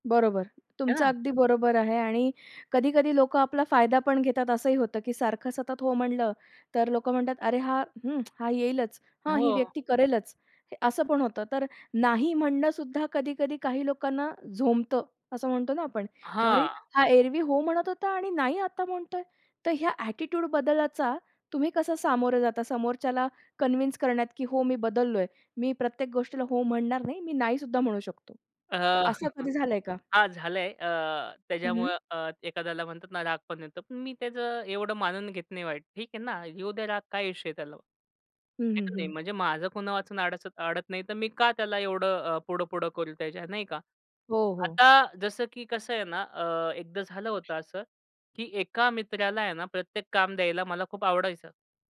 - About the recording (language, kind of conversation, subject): Marathi, podcast, सतत ‘हो’ म्हणण्याची सवय कशी सोडाल?
- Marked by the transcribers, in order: tapping; tsk; surprised: "अरे हा एरवी हो म्हणत होता आणि नाही आता म्हणतोय?"; in English: "ॲटिट्यूड"; in English: "कनव्हिंस"; chuckle; other background noise